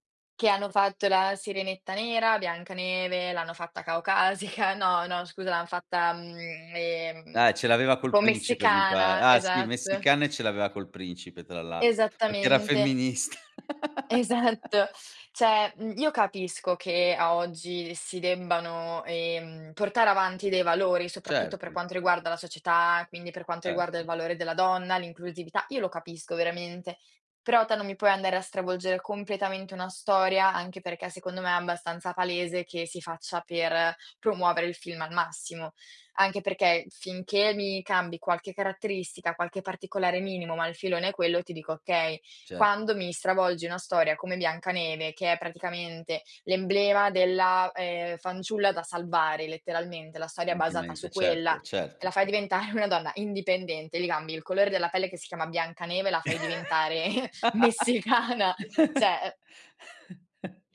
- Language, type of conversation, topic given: Italian, podcast, Perché alcune storie sopravvivono per generazioni intere?
- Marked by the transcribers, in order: laughing while speaking: "caucasica"; other background noise; laughing while speaking: "esatto"; "Cioè" said as "ceh"; laugh; laughing while speaking: "diventare"; laugh; chuckle; laughing while speaking: "messicana"; "cioè" said as "ceh"